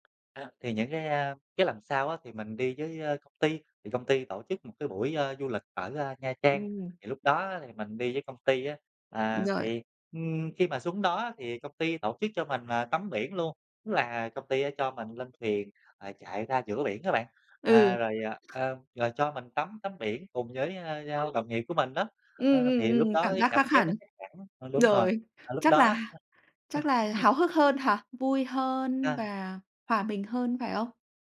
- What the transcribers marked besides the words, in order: tapping; other background noise; chuckle
- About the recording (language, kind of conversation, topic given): Vietnamese, podcast, Cảm giác của bạn khi đứng trước biển mênh mông như thế nào?
- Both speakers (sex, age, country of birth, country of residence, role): female, 35-39, Vietnam, Vietnam, host; male, 30-34, Vietnam, Vietnam, guest